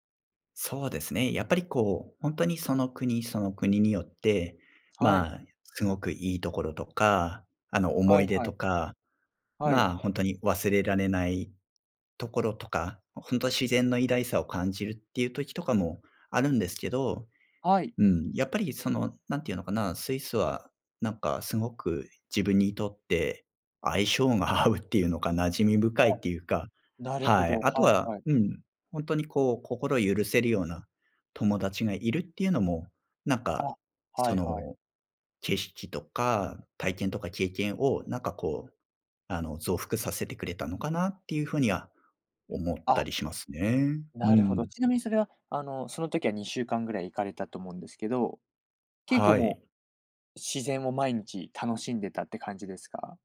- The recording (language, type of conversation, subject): Japanese, podcast, 最近の自然を楽しむ旅行で、いちばん心に残った瞬間は何でしたか？
- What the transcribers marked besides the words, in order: none